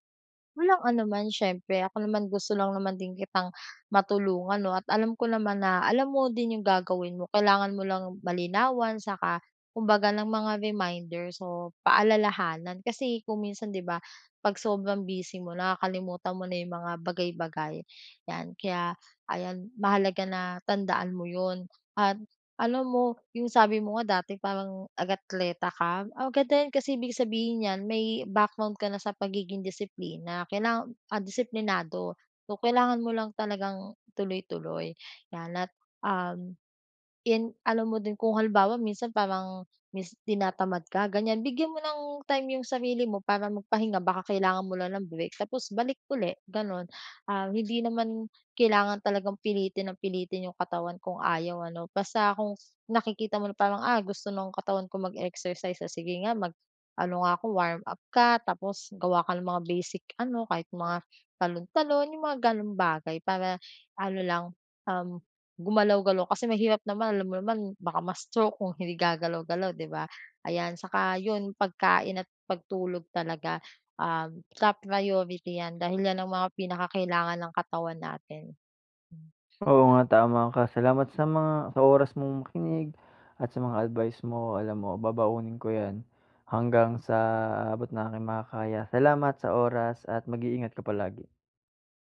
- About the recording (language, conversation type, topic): Filipino, advice, Paano ko mapapangalagaan ang pisikal at mental na kalusugan ko?
- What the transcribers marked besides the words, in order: "atleta" said as "agatleta"; tapping; other background noise